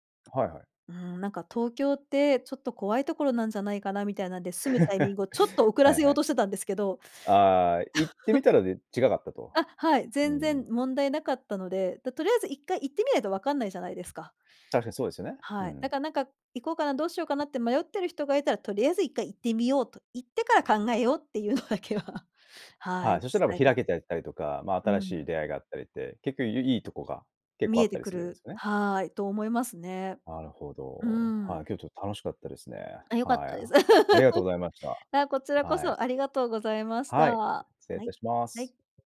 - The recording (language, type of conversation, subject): Japanese, podcast, 引っ越しをきっかけに自分が変わったと感じた経験はありますか？
- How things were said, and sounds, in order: tapping; chuckle; chuckle; other background noise; laughing while speaking: "いうのだけは"; laugh